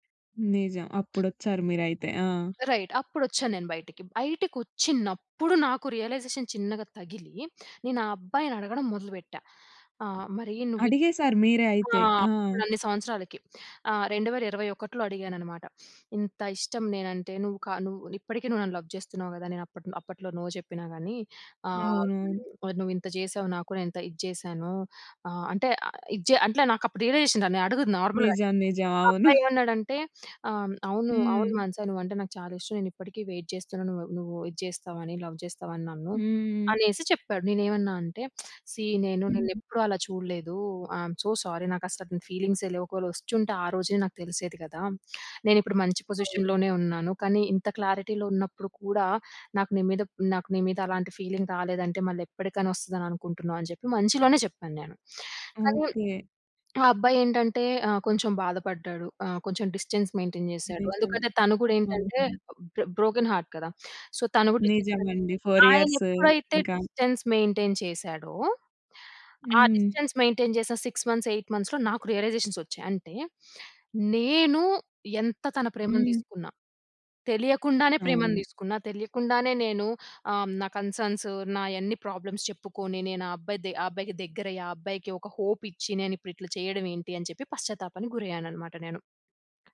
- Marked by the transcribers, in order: in English: "రైట్"; in English: "రియలైజేషన్"; sniff; in English: "లవ్"; in English: "నో"; in English: "రియలైజేషన్"; in English: "నార్మల్‌గా"; in English: "వెయిట్"; in English: "లవ్"; lip smack; in English: "సీ"; in English: "ఐ‌మ్ సో సారీ"; in English: "ఫీలింగ్సే"; in English: "పొజిషన్‌లోనే"; in English: "క్లారిటీలో"; in English: "ఫీలింగ్"; in English: "డిస్టెన్స్ మెయింటెయిన్"; in English: "బ్రొ బ్రోకెన్ హార్ట్"; in English: "సో"; in English: "ఫోర్ ఇయర్స్"; in English: "డిస్టెన్స్"; in English: "డిస్టెన్స్ మెయింటెయి‌న్"; in English: "డిస్టెన్స్ మెయింటెయిన్"; in English: "సిక్స్ మంత్స్ ఎయిట్ మంత్స్‌లో"; in English: "రియలైజేషన్స్"; in English: "కన్‌స‌న్స్"; in English: "ప్రాబ్లమ్స్"; in English: "హోప్"; other background noise
- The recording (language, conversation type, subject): Telugu, podcast, పశ్చాత్తాపాన్ని మాటల్లో కాకుండా ఆచరణలో ఎలా చూపిస్తావు?